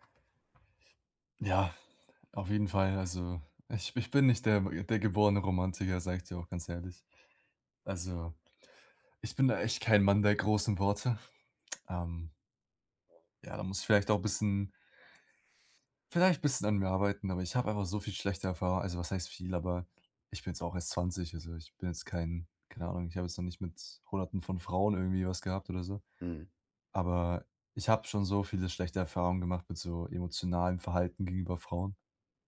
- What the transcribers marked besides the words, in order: none
- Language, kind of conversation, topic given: German, advice, Wie kann ich während eines Streits in meiner Beziehung gesunde Grenzen setzen und dabei respektvoll bleiben?